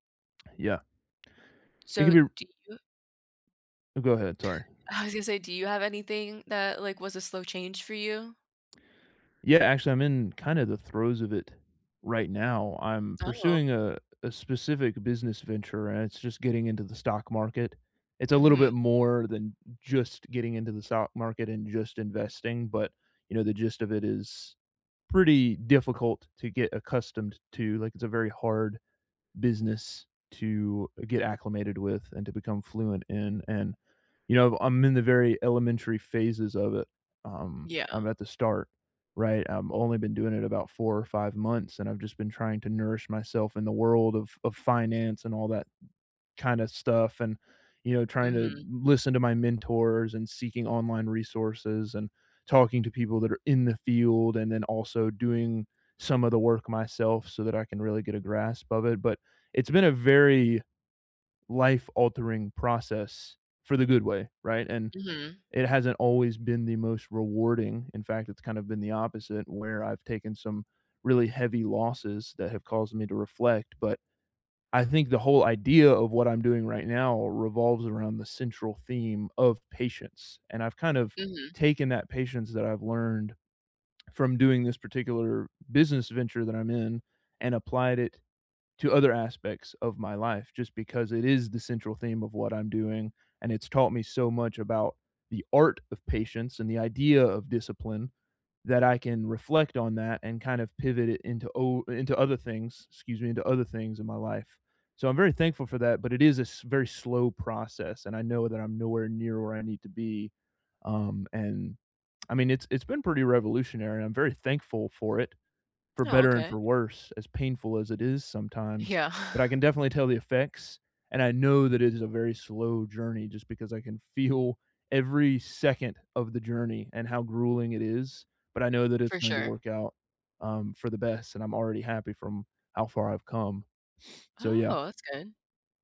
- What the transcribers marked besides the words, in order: chuckle; sniff
- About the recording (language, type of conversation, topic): English, unstructured, How do I stay patient yet proactive when change is slow?
- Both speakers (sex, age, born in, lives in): female, 20-24, Dominican Republic, United States; male, 20-24, United States, United States